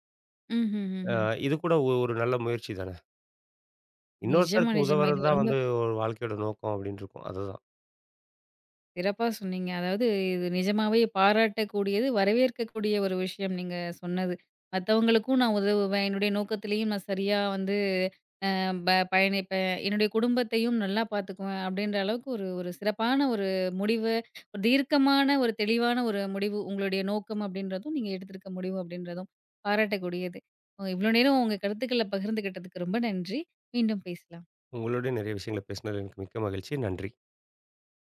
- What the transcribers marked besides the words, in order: none
- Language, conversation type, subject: Tamil, podcast, பணம் அல்லது வாழ்க்கையின் அர்த்தம்—உங்களுக்கு எது முக்கியம்?